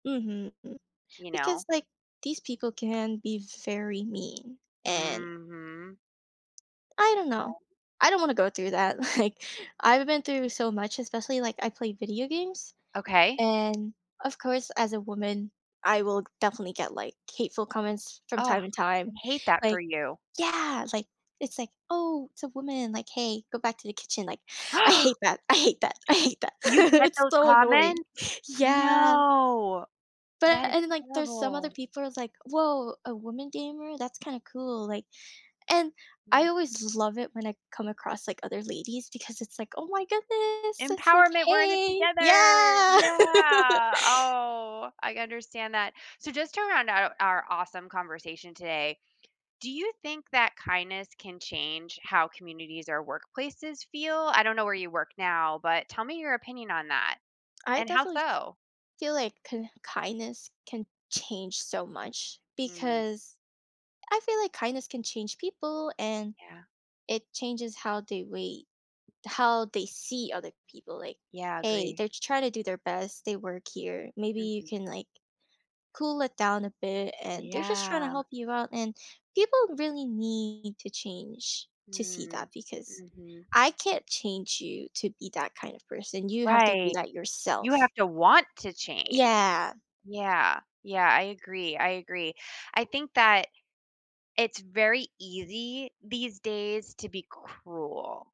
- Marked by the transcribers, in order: tapping; gasp; laugh; drawn out: "No"; joyful: "Empowerment! We're in it together! Yeah!"; drawn out: "Yeah"; laugh; other background noise; stressed: "want"
- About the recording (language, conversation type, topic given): English, unstructured, How do small acts of kindness shape our daily experiences?